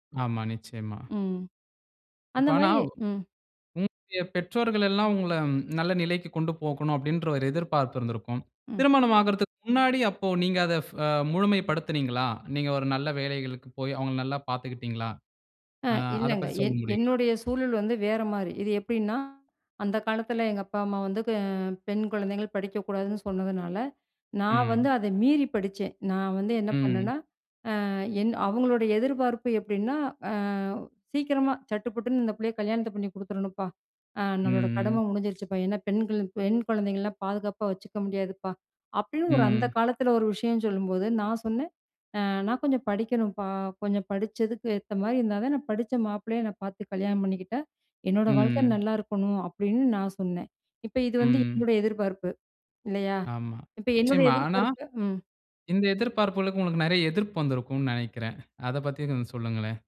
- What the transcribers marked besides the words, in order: none
- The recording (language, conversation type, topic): Tamil, podcast, குடும்பம் உங்கள் தொழில்வாழ்க்கை குறித்து வைத்திருக்கும் எதிர்பார்ப்புகளை நீங்கள் எப்படி சமாளிக்கிறீர்கள்?